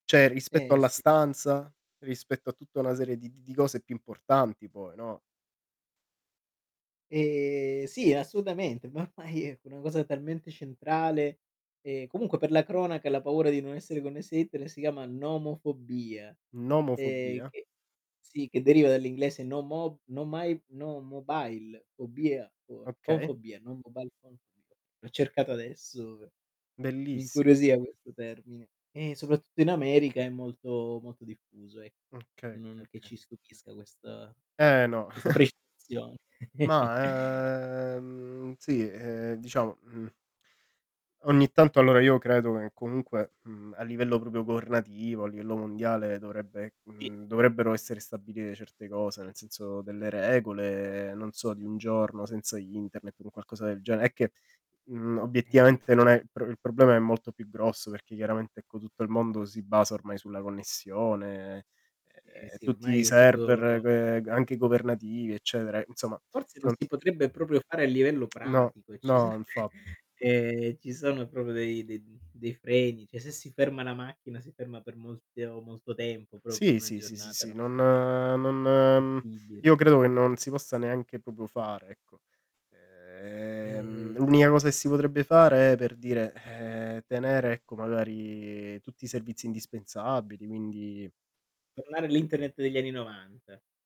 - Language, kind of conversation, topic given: Italian, unstructured, Come affronteresti una settimana intera senza internet?
- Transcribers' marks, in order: static; drawn out: "E"; in English: "my"; in English: "mobile"; in English: "phone"; in English: "mobile phone"; chuckle; distorted speech; chuckle; tapping; chuckle; "cioè" said as "ceh"